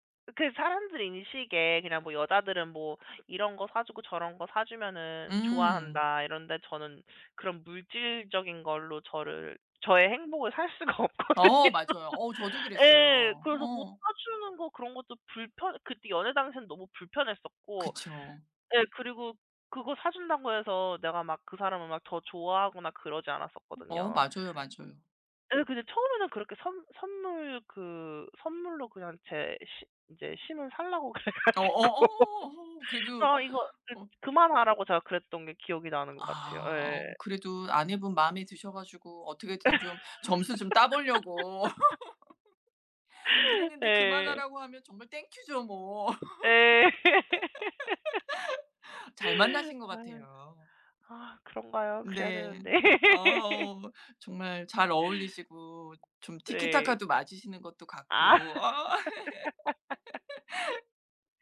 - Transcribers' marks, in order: laughing while speaking: "없거든요"; laugh; other background noise; laughing while speaking: "그래 가지고"; laugh; tapping; laugh; laugh; laugh; laugh; laughing while speaking: "아"; laugh
- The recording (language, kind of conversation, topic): Korean, unstructured, 사랑을 가장 잘 표현하는 방법은 무엇인가요?